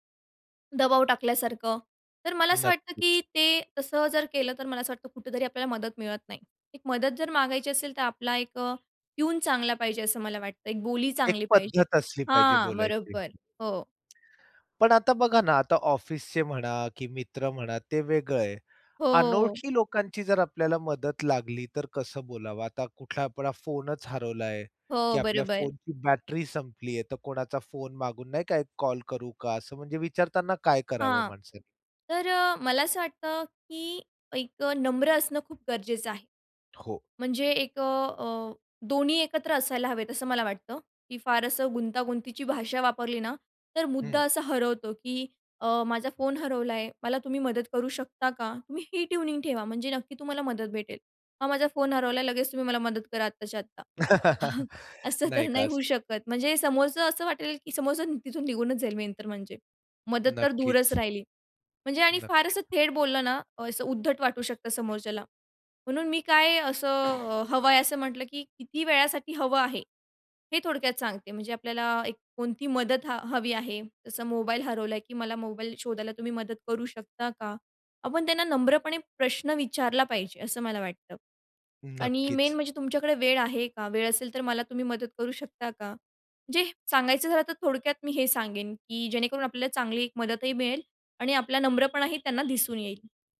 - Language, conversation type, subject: Marathi, podcast, एखाद्याकडून मदत मागायची असेल, तर तुम्ही विनंती कशी करता?
- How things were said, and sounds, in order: tapping; other background noise; other noise; in English: "ट्यूनिंग"; chuckle; laughing while speaking: "असं तर नाही"; chuckle; laughing while speaking: "तिथून"; in English: "मेन"; in English: "मेन"